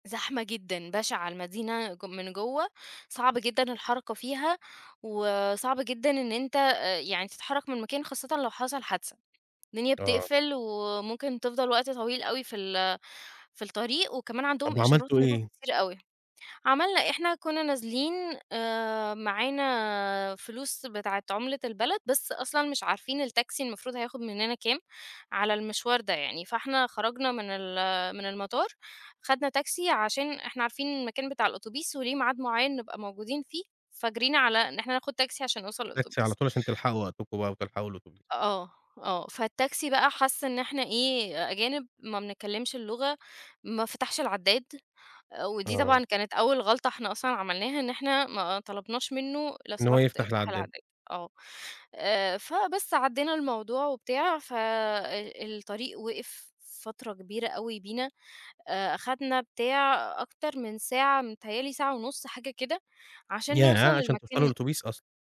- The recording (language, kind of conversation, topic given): Arabic, podcast, ازاي كانت حكاية أول مرة هاجرتوا، وإيه أثرها عليك؟
- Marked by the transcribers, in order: none